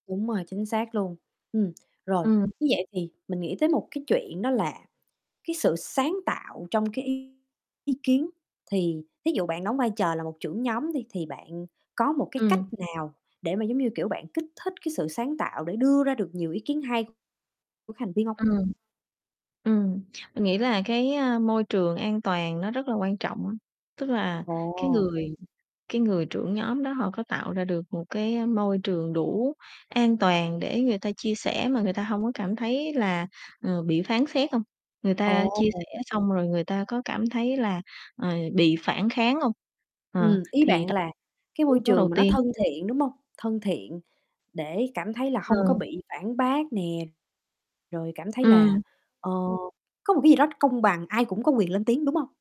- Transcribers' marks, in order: static; tapping; distorted speech; other background noise
- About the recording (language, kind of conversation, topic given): Vietnamese, unstructured, Bạn có kế hoạch gì để phát triển kỹ năng làm việc nhóm?